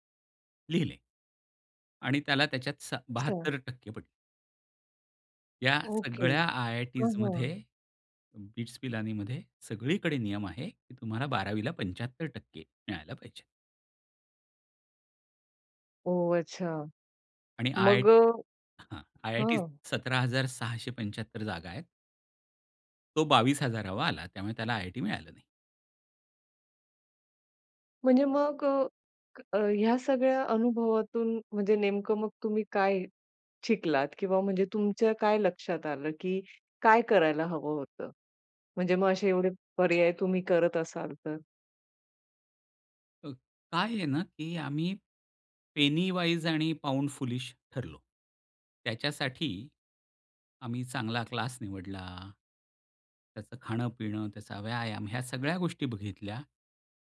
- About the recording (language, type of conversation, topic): Marathi, podcast, पर्याय जास्त असतील तर तुम्ही कसे निवडता?
- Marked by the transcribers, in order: in English: "पेनी वाईज"; in English: "पाऊंड फूलिश"